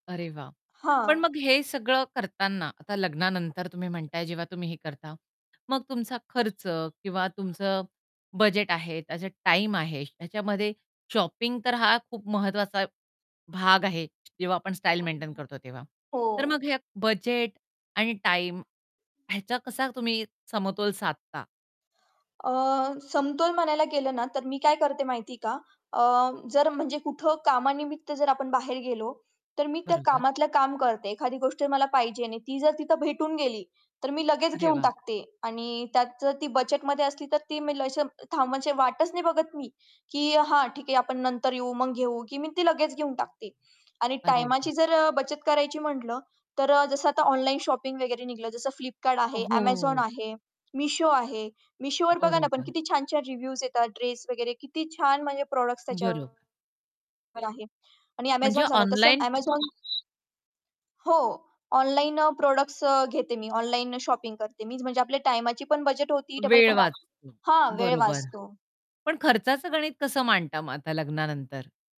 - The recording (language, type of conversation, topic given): Marathi, podcast, तुझ्या स्टाइलमध्ये मोठा बदल कधी आणि कसा झाला?
- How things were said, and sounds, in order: other background noise; distorted speech; in English: "शॉपिंग"; background speech; horn; tapping; "बजेटमध्ये" said as "बचेटमध्ये"; in English: "शॉपिंग"; in English: "रिव्ह्यूज"; in English: "प्रॉडक्ट्स"; in English: "प्रॉडक्ट्स"; in English: "शॉपिंग"